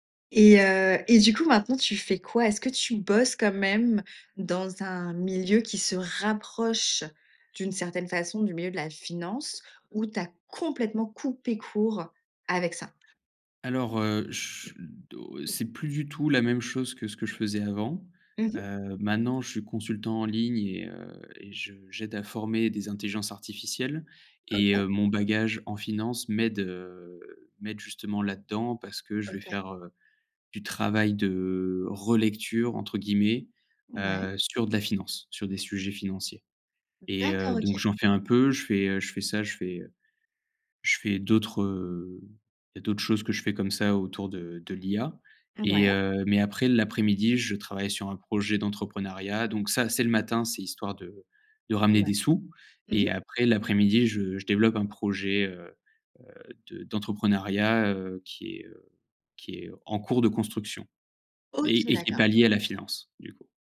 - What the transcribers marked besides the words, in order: stressed: "complètement"; tapping; chuckle; drawn out: "heu"
- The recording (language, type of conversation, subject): French, podcast, Comment choisir entre la sécurité et l’ambition ?